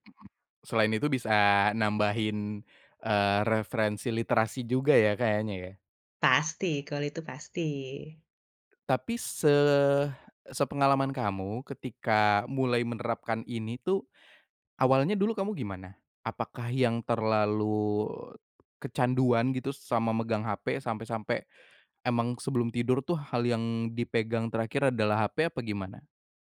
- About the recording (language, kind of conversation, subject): Indonesian, podcast, Bagaimana kamu mengatur penggunaan gawai sebelum tidur?
- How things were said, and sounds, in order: tapping; other background noise